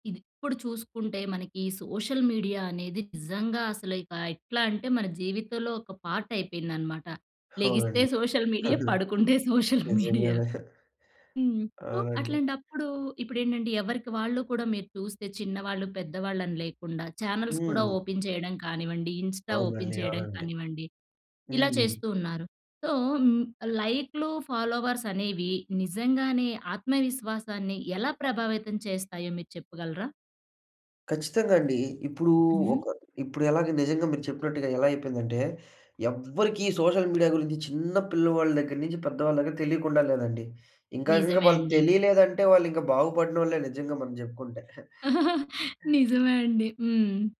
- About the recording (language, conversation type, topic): Telugu, podcast, లైక్స్ మరియు ఫాలోవర్లు మీ ఆత్మవిశ్వాసాన్ని ఎలా ప్రభావితం చేస్తాయో చెప్పగలరా?
- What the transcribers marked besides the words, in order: in English: "సోషల్ మీడియా"; in English: "పార్ట్"; chuckle; laughing while speaking: "సోషల్ మీడియా"; in English: "సో"; in English: "చానెల్స్"; in English: "ఓపెన్"; in English: "ఇన్‌స్టా ఓపెన్"; in English: "సో"; in English: "ఫాలోవర్స్"; stressed: "ఎవ్వరికి"; in English: "సోషల్ మీడియా"; stressed: "చిన్న"; chuckle